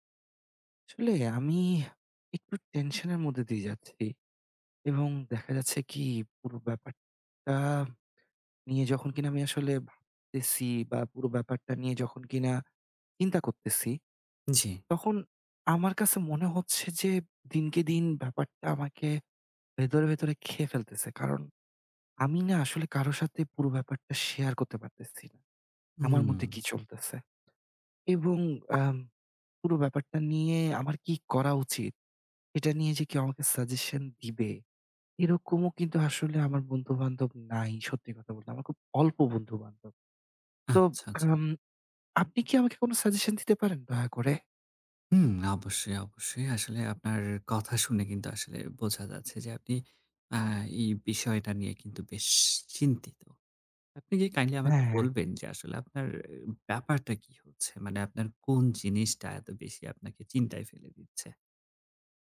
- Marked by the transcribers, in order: other background noise; tapping
- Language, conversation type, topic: Bengali, advice, বাড়তি জীবনযাত্রার খরচে আপনার আর্থিক দুশ্চিন্তা কতটা বেড়েছে?